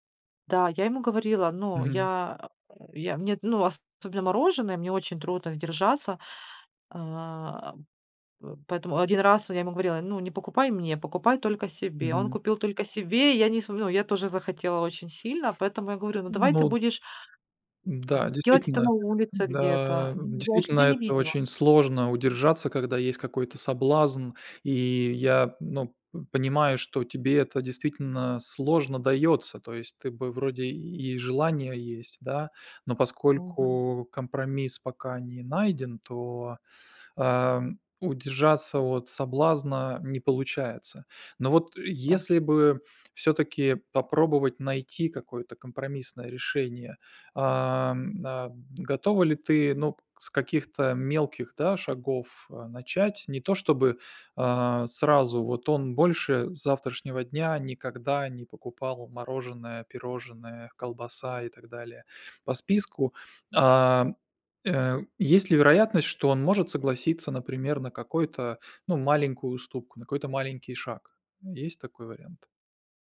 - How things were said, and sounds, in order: other background noise; tapping
- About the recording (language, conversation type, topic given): Russian, advice, Как решить конфликт с партнёром из-за разных пищевых привычек?